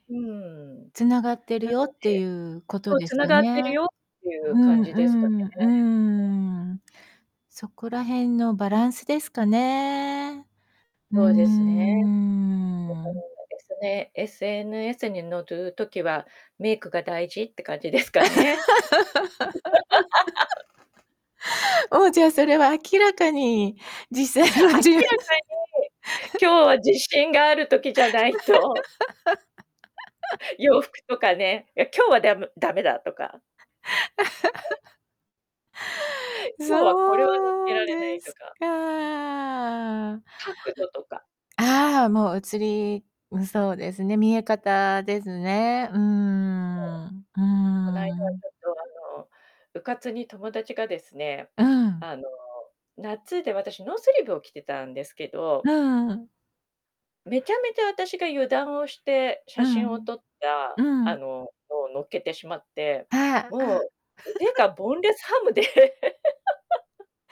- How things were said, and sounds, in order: distorted speech; unintelligible speech; drawn out: "うーん"; unintelligible speech; laugh; tapping; laughing while speaking: "ですかね"; laugh; laughing while speaking: "実際のじ"; laugh; laughing while speaking: "明らかに、今日は自信がある時じゃないと"; laugh; laugh; unintelligible speech; laugh; unintelligible speech; background speech; laugh; laughing while speaking: "ボンレスハムで"; laugh
- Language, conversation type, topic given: Japanese, podcast, SNSで見せている自分と実際の自分は違いますか？